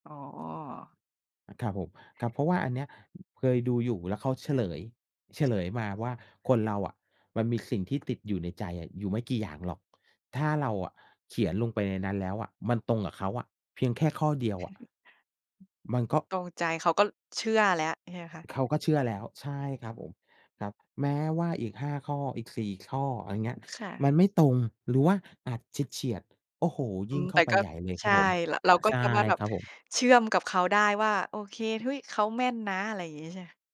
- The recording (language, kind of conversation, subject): Thai, unstructured, ถ้าคุณต้องการโน้มน้าวให้ใครสักคนเชื่อคุณ คุณจะเริ่มต้นอย่างไร?
- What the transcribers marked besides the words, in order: other background noise; tapping; chuckle